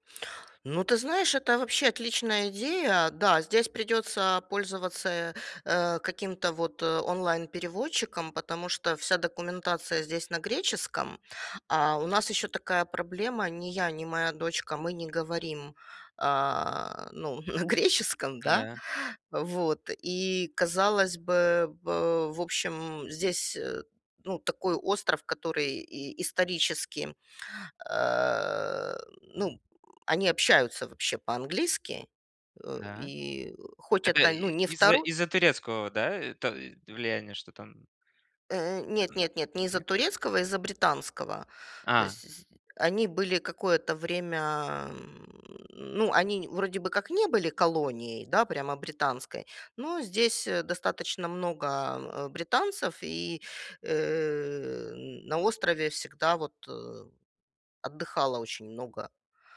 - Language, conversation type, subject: Russian, advice, С чего начать, чтобы разобраться с местными бюрократическими процедурами при переезде, и какие документы для этого нужны?
- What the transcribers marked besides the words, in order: laughing while speaking: "на греческом"